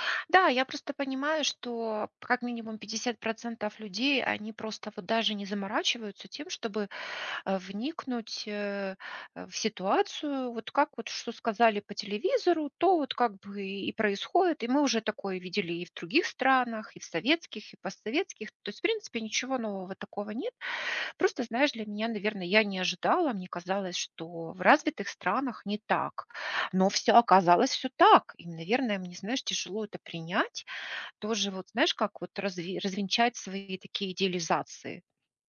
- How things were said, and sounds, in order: tapping
- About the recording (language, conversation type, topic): Russian, advice, Где проходит граница между внешним фасадом и моими настоящими чувствами?